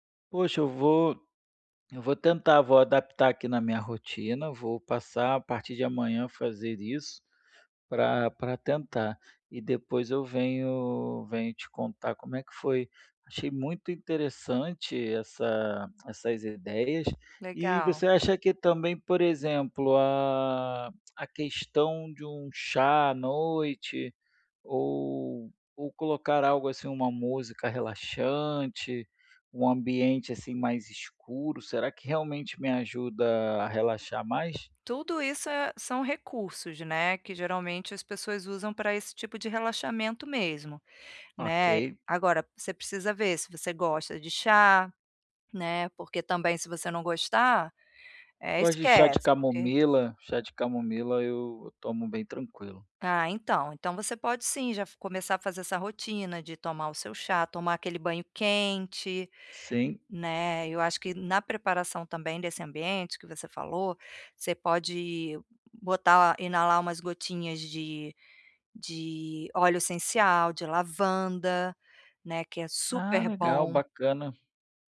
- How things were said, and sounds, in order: tongue click; other background noise
- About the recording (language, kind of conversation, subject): Portuguese, advice, Como posso criar um ritual breve para reduzir o estresse físico diário?